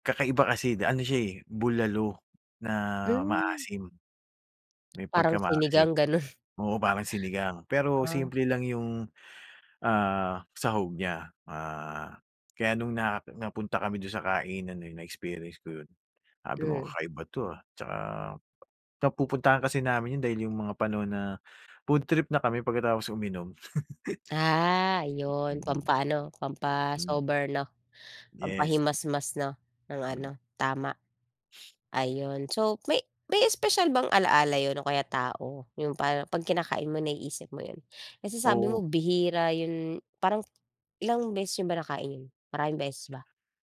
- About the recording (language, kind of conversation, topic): Filipino, podcast, Ano ang paborito mong lokal na pagkain, at bakit?
- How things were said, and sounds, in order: tapping; lip trill; chuckle; other background noise; giggle; wind; throat clearing; sniff